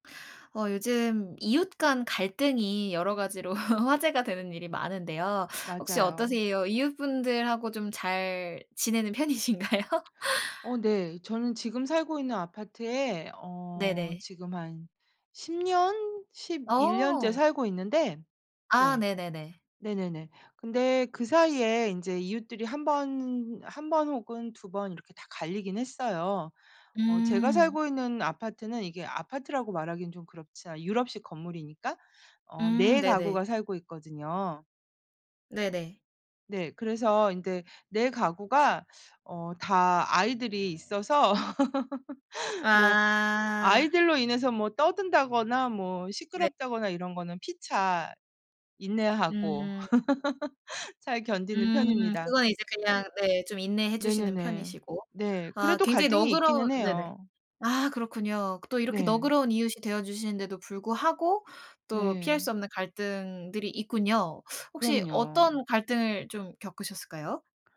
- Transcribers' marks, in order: laughing while speaking: "가지로"; laughing while speaking: "편이신가요?"; tapping; laugh; other background noise; laugh
- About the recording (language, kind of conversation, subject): Korean, podcast, 이웃 간 갈등이 생겼을 때 가장 원만하게 해결하는 방법은 무엇인가요?